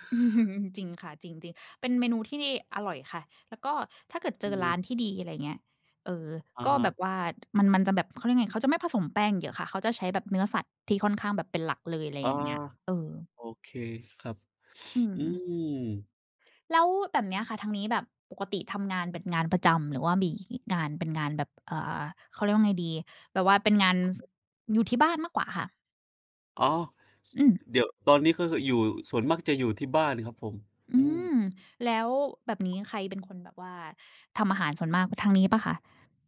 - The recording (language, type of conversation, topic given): Thai, unstructured, อาหารจานไหนที่คุณคิดว่าทำง่ายแต่รสชาติดี?
- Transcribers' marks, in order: chuckle; other background noise